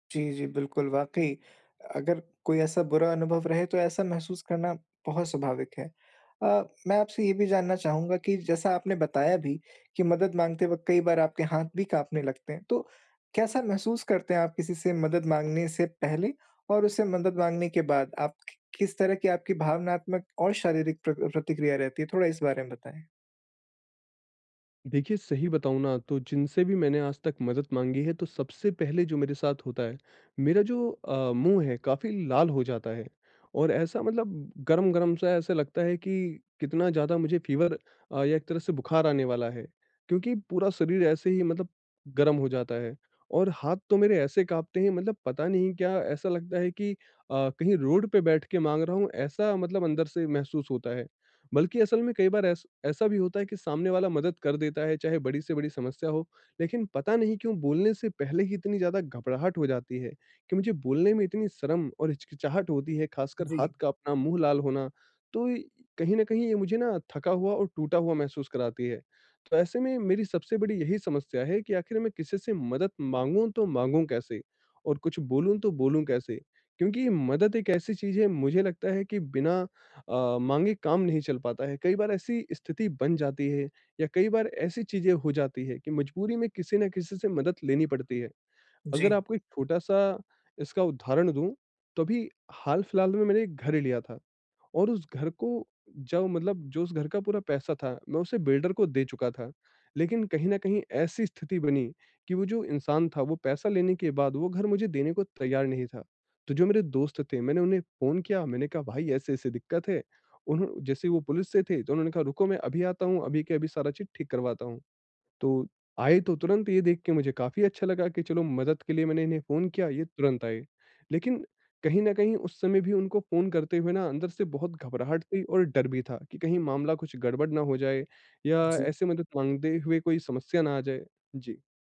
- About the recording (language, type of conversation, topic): Hindi, advice, मदद कब चाहिए: संकेत और सीमाएँ
- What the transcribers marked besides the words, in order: in English: "फ़ीवर"; in English: "रोड"; tapping; in English: "बिल्डर"